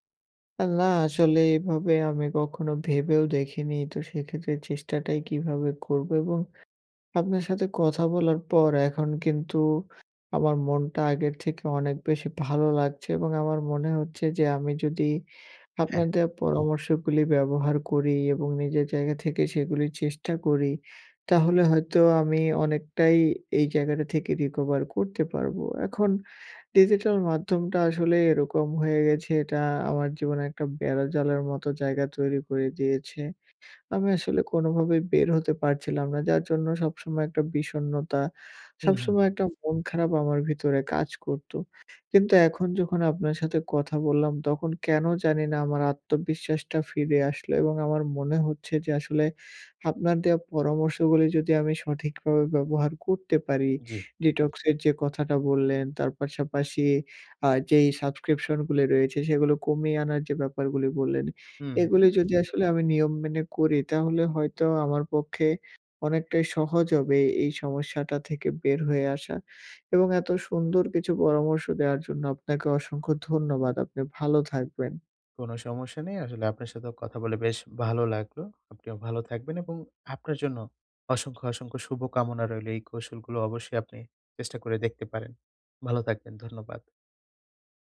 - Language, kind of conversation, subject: Bengali, advice, ডিজিটাল জঞ্জাল কমাতে সাবস্ক্রিপশন ও অ্যাপগুলো কীভাবে সংগঠিত করব?
- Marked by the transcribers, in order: other background noise; tapping; "বেড়াজালের" said as "বেড়াজালার"; in English: "detox"